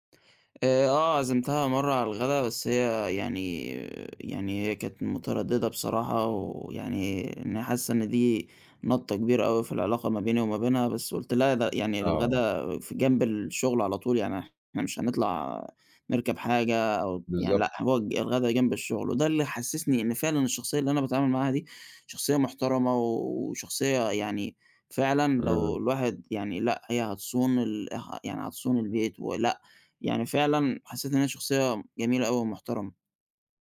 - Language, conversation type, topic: Arabic, advice, إزاي أقدر أتغلب على ترددي إني أشارك مشاعري بجد مع شريكي العاطفي؟
- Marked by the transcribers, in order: none